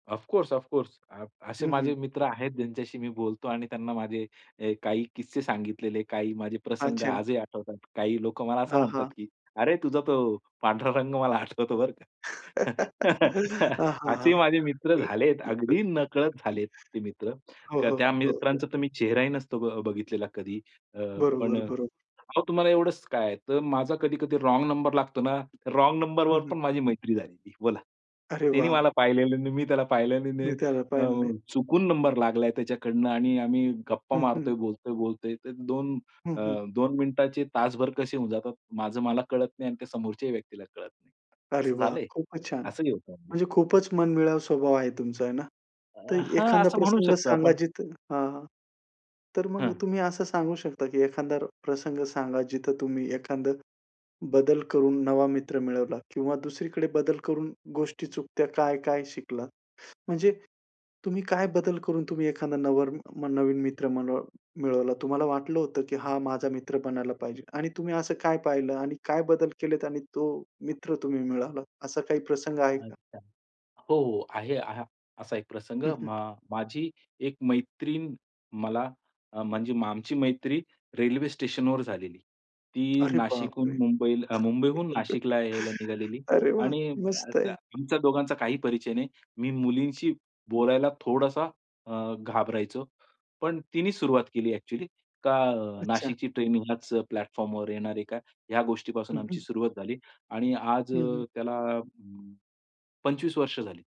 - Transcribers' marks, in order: other background noise; laughing while speaking: "पांढरा रंग मला आठवतो बरं का"; chuckle; tapping; other noise; chuckle; in English: "प्लॅटफॉर्मवर"
- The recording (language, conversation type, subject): Marathi, podcast, नवीन मित्रांशी जुळवून घेण्यासाठी तुम्ही स्वतःमध्ये कोणते बदल करता?